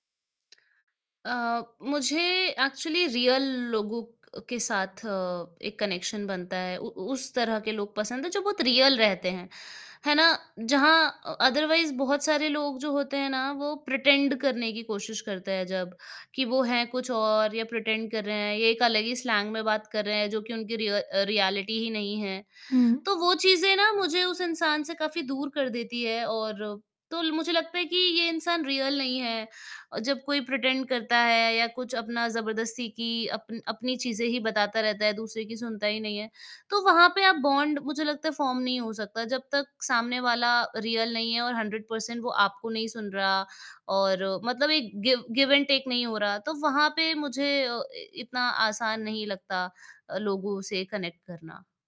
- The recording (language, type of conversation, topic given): Hindi, advice, नए स्थान पर समुदाय बनाने में आपको किन कठिनाइयों का सामना करना पड़ रहा है?
- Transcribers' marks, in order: tapping; static; in English: "एक्चुअली रियल"; in English: "कनेक्शन"; in English: "रियल"; in English: "अदरवाइज़"; in English: "प्रिटेंड"; in English: "प्रिटेंड"; in English: "स्लैंग"; in English: "रियलिटी"; in English: "रियल"; in English: "प्रिटेंड"; in English: "बॉन्ड"; in English: "फ़ॉर्म"; in English: "रियल"; in English: "हंड्रेड पर्सेंट"; in English: "गिव गिव एंड टेक"; in English: "कनेक्ट"